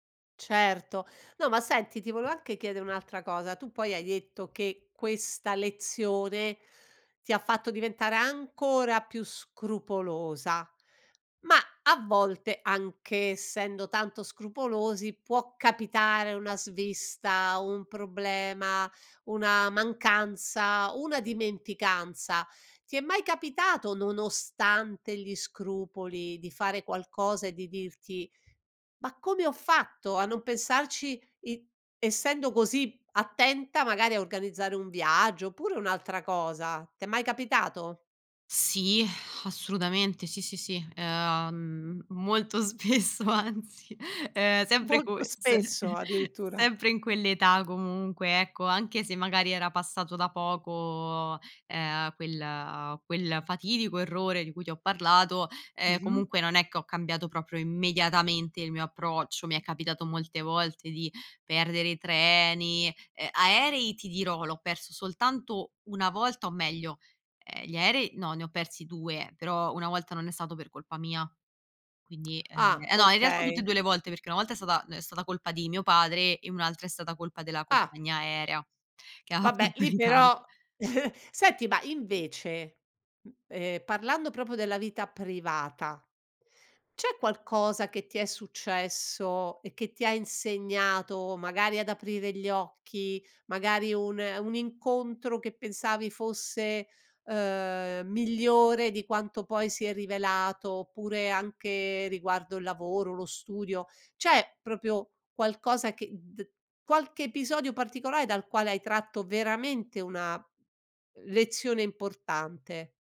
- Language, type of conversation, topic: Italian, podcast, Raccontami di un errore che ti ha insegnato tanto?
- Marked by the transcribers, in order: tapping; exhale; laughing while speaking: "spesso anzi"; laughing while speaking: "corse"; chuckle; laughing while speaking: "Molto"; laughing while speaking: "fatto ritardo"; chuckle; "proprio" said as "propio"; "proprio" said as "propio"